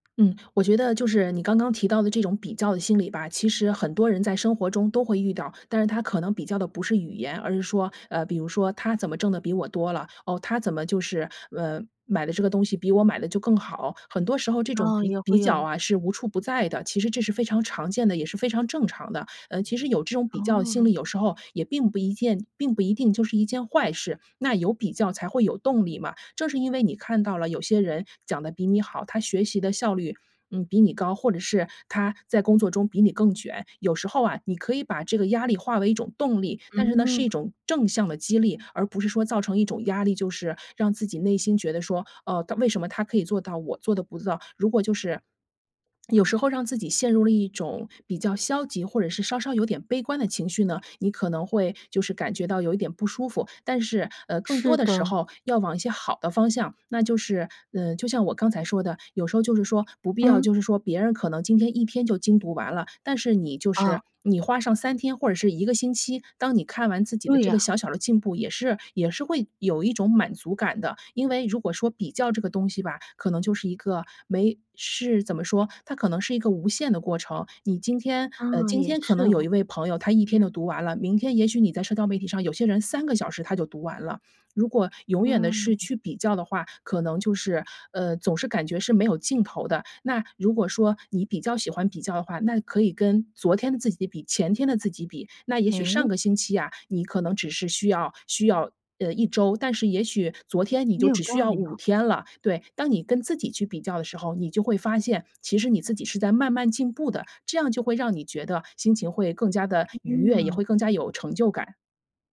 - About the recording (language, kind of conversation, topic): Chinese, advice, 為什麼我會覺得自己沒有天賦或價值？
- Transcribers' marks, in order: other background noise; swallow